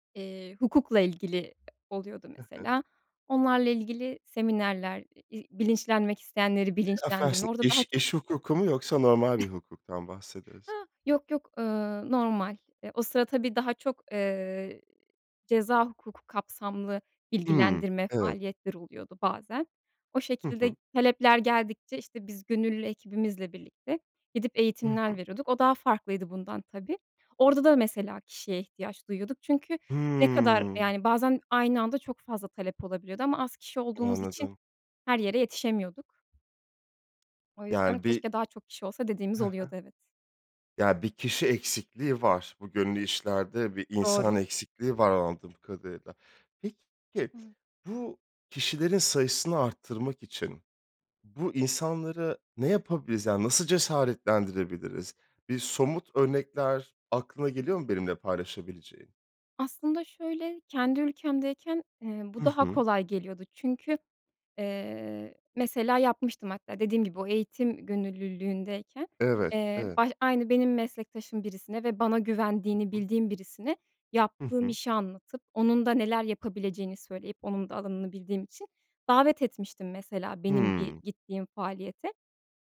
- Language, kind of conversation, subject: Turkish, podcast, İnsanları gönüllü çalışmalara katılmaya nasıl teşvik edersin?
- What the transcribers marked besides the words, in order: tapping; chuckle; unintelligible speech; drawn out: "Hımm"; unintelligible speech